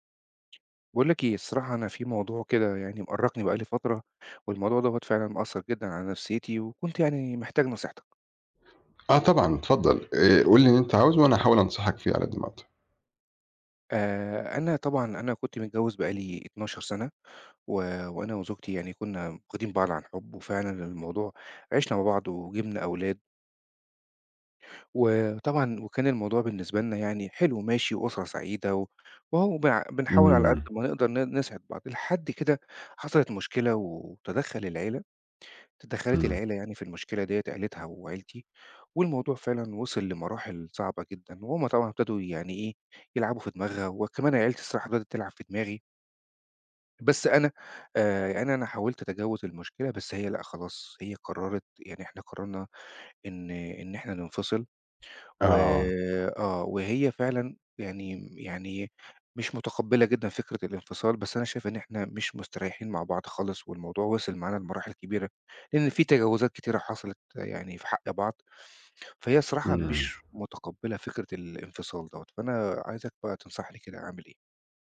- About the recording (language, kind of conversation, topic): Arabic, advice, إزاي أتعامل مع صعوبة تقبّلي إن شريكي اختار يسيبني؟
- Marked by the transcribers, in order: tapping; other background noise